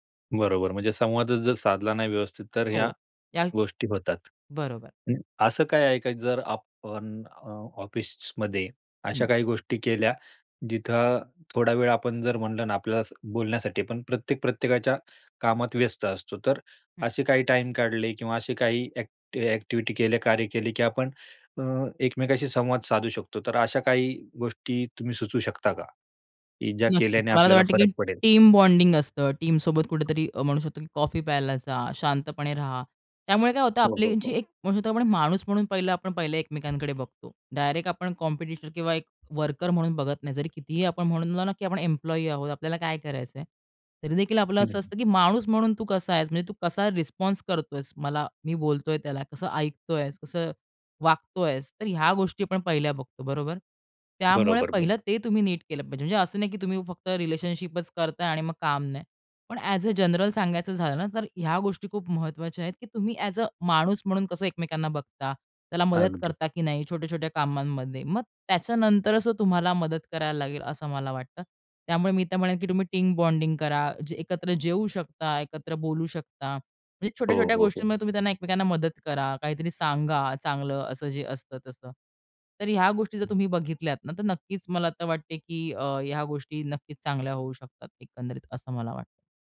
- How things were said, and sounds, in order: other background noise; in English: "टीम बॉन्डिंग"; in English: "टीमसोबत"; in English: "कॉम्पिटिटर"; in English: "रिलेशनशिपचं"; in English: "ऍज अ, जनरल"; in English: "ऍज अ"; in English: "टीम बॉन्डिंग"; other noise
- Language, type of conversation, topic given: Marathi, podcast, टीममधला चांगला संवाद कसा असतो?